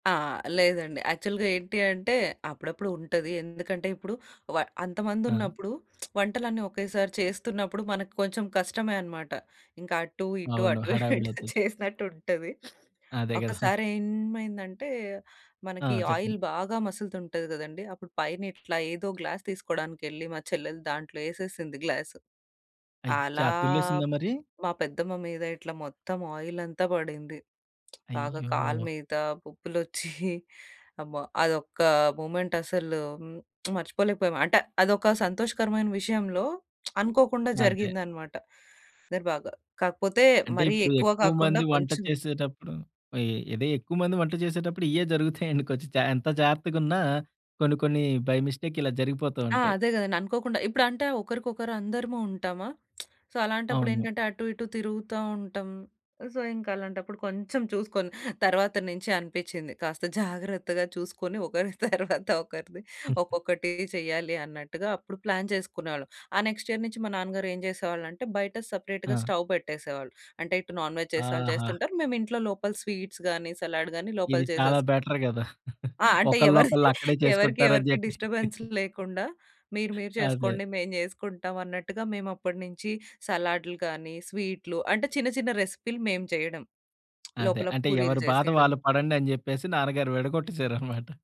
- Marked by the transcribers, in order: in English: "యాక్చువల్‌గా"; lip smack; chuckle; laughing while speaking: "చేసినట్టుంటది"; in English: "ఆయిల్"; in English: "గ్లాస్"; chuckle; lip smack; lip smack; unintelligible speech; chuckle; in English: "బై మిస్టేక్"; tapping; lip smack; in English: "సో"; in English: "సో"; laughing while speaking: "ఒకరి తర్వాత ఒకరిది"; chuckle; in English: "ప్లాన్"; in English: "నెక్స్ట్ ఇయర్"; in English: "సెపరేట్‌గా స్టవ్"; in English: "నాన్‌వెజ్"; in English: "స్వీట్స్"; in English: "బెటర్"; chuckle; in English: "సలాడ్"; chuckle; giggle; in English: "డిస్టర్బెన్స్"; other background noise; laughing while speaking: "విడగొట్టేసారనమాట"
- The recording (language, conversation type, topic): Telugu, podcast, పండుగల కోసం పెద్దగా వంట చేస్తే ఇంట్లో పనులను ఎలా పంచుకుంటారు?